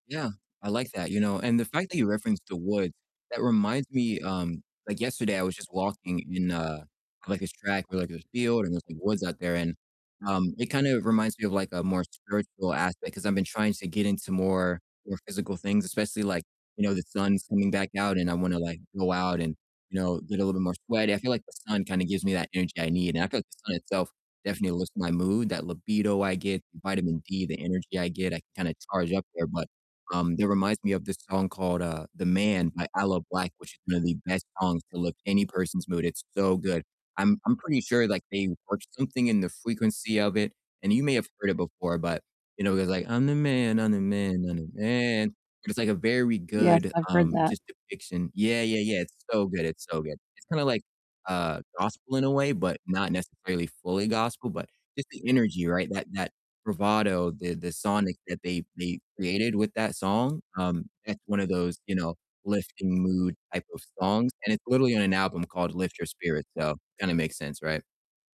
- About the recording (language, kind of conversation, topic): English, unstructured, What song matches your mood today, and why did you choose it?
- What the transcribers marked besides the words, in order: distorted speech; singing: "I'm the man, I'm the man, I'm the man"; other background noise